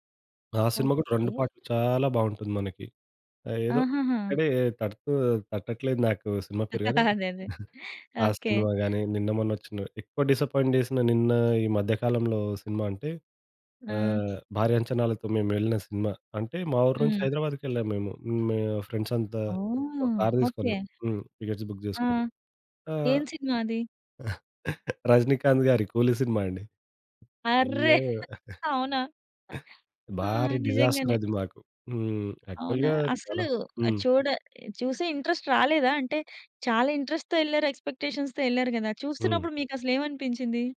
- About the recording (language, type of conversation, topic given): Telugu, podcast, ట్రైలర్‌లో స్పాయిలర్లు లేకుండా సినిమాకథను ఎంతవరకు చూపించడం సరైనదని మీరు భావిస్తారు?
- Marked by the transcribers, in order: laugh; other background noise; chuckle; in English: "డిసప్పాయింట్"; in English: "ఫ్రెండ్స్"; laugh; laughing while speaking: "ఆర్రే అవునా? ఆ నిజంగానే"; chuckle; in English: "డిజాస్టర్"; in English: "యాక్చువల్‌గా"; in English: "ఇంట్రెస్ట్"; in English: "ఇంట్రెస్ట్‌తో"; in English: "ఎక్స్‌పెక్‌టే‌షన్స్‌తొ"